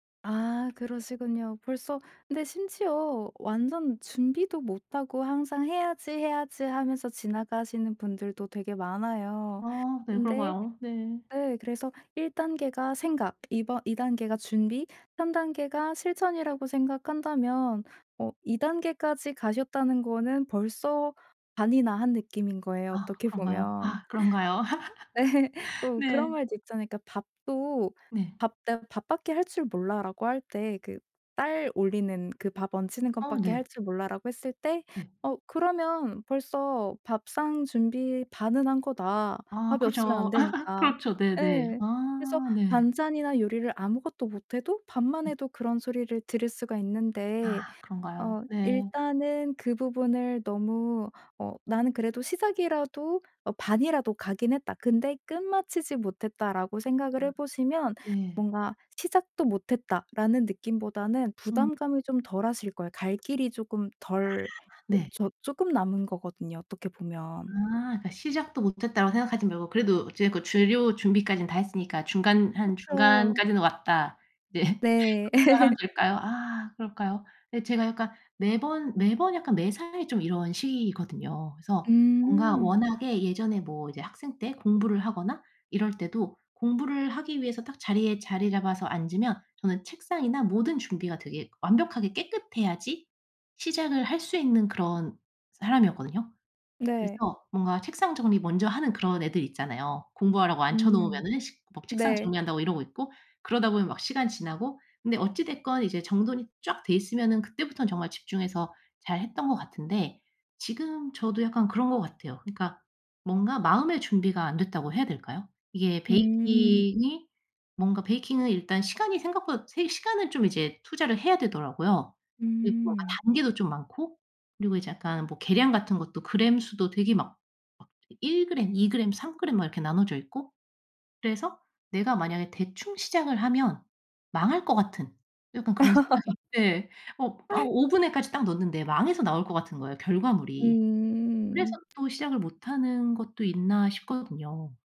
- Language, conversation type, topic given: Korean, advice, 왜 일을 시작하는 것을 계속 미루고 회피하게 될까요, 어떻게 도움을 받을 수 있을까요?
- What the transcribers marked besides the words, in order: laughing while speaking: "어떻게 보면"; tapping; laughing while speaking: "네"; laugh; other background noise; laugh; unintelligible speech; laugh; laughing while speaking: "네"; laugh